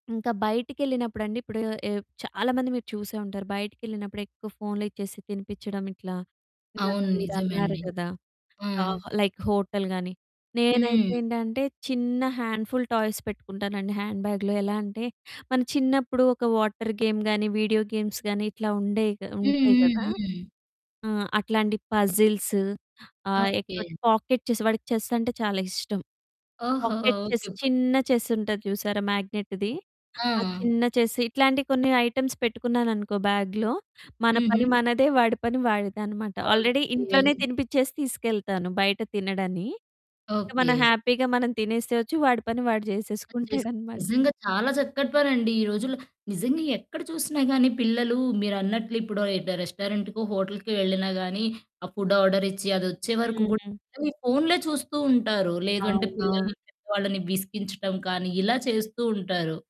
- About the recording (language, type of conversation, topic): Telugu, podcast, పిల్లల స్క్రీన్ సమయాన్ని మీరు ఎలా నియంత్రిస్తారు?
- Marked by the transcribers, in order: in English: "లైక్ హోటల్"; in English: "హ్యాండ్ఫుల్ టాయ్స్"; in English: "హ్యాండ్ బ్యాగ్‌లో"; in English: "వాటర్ గేమ్"; in English: "వీడియో గేమ్స్"; in English: "పాకెట్ చెస్"; in English: "చెస్"; in English: "పాకెట్ చెస్"; in English: "చెస్"; in English: "మ్యాగ్నెట్‌ది"; in English: "చెస్"; in English: "ఐటెమ్స్"; in English: "బ్యాగ్‌లో"; in English: "ఆల్రెడీ"; other background noise; in English: "హ్యాపీగా"; laughing while speaking: "చేసేసుకుంటాడనమాట"; in English: "రెస్టారెంట్‌కో హోటల్‌కో"; in English: "ఫుడ్ ఆర్డర్"; distorted speech